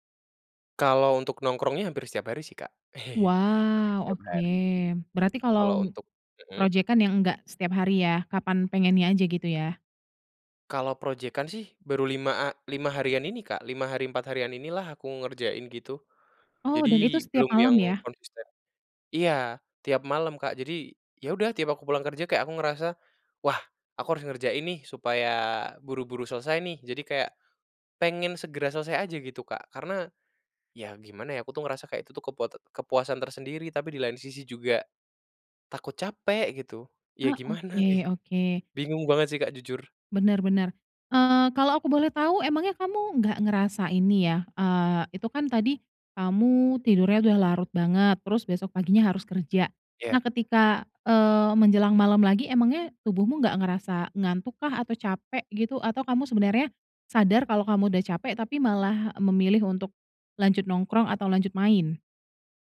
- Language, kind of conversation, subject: Indonesian, advice, Mengapa Anda sulit bangun pagi dan menjaga rutinitas?
- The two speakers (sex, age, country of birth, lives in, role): female, 30-34, Indonesia, Indonesia, advisor; male, 20-24, Indonesia, Indonesia, user
- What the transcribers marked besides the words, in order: chuckle